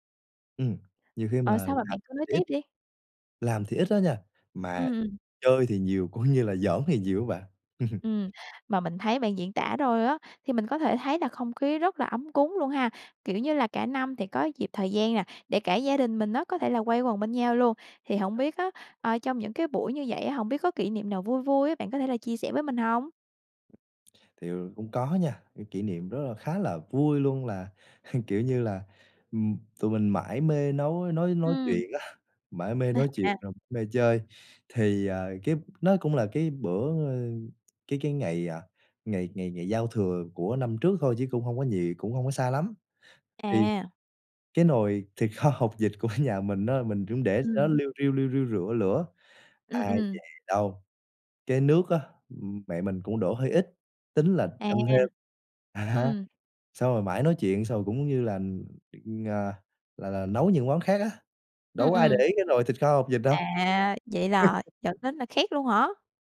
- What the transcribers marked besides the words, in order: other background noise; laughing while speaking: "coi như"; laugh; chuckle; chuckle; laughing while speaking: "thịt kho hột vịt của nhà mình"; laugh
- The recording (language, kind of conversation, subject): Vietnamese, podcast, Bạn có thể kể về một bữa ăn gia đình đáng nhớ của bạn không?